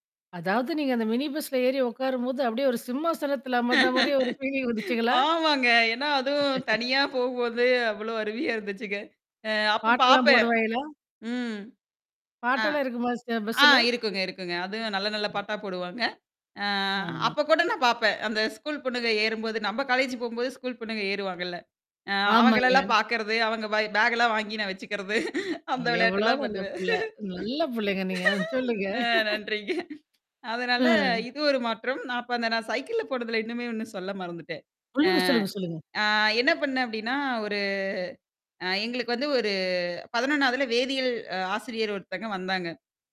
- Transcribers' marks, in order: other background noise; laugh; in English: "ஃபீலிங்"; laugh; "அருமையா" said as "அருவியா"; static; other noise; mechanical hum; in English: "பேக்"; laughing while speaking: "வச்சுக்கிறது. அந்த விளையாட்டெல்லாம் பண்ணுவேன்"; laugh; drawn out: "ஒரு"
- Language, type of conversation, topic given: Tamil, podcast, பள்ளிக் காலம் உங்கள் வாழ்க்கையில் என்னென்ன மாற்றங்களை கொண்டு வந்தது?